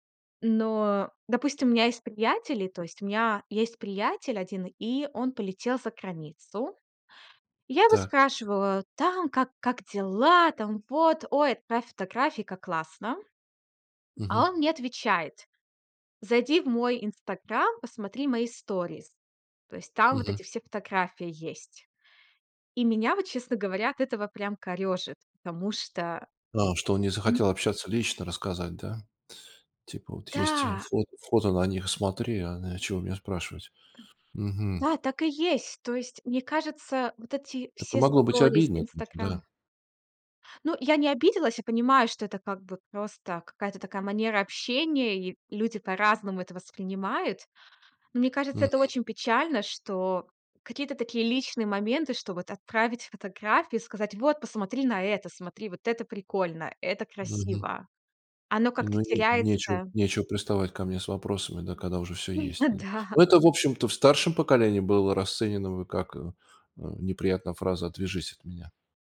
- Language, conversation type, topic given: Russian, podcast, Чем отличается общение между поколениями при личной встрече и через гаджеты?
- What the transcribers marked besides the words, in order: tapping; other background noise; laughing while speaking: "ну да"